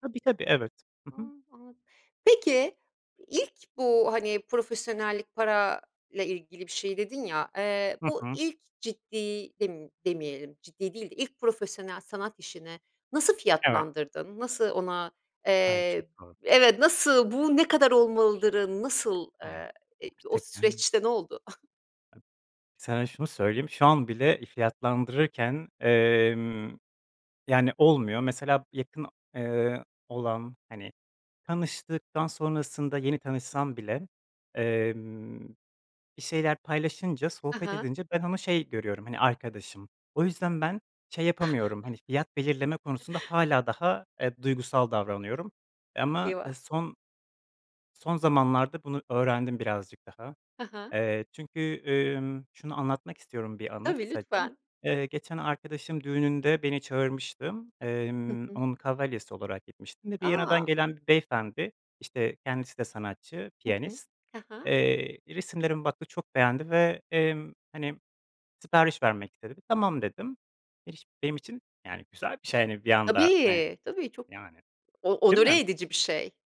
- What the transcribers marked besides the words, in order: chuckle; tapping; chuckle; unintelligible speech
- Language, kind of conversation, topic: Turkish, podcast, Sanat ve para arasında nasıl denge kurarsın?